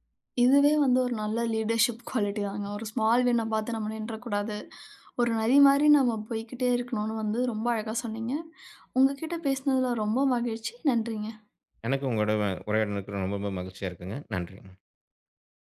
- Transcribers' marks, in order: in English: "லீடர்ஷிப் குவாலிட்டி"; other noise; tapping; in English: "ஸ்மால் வின்‌ன"
- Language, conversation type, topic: Tamil, podcast, ஒரு தலைவராக மக்கள் நம்பிக்கையைப் பெற நீங்கள் என்ன செய்கிறீர்கள்?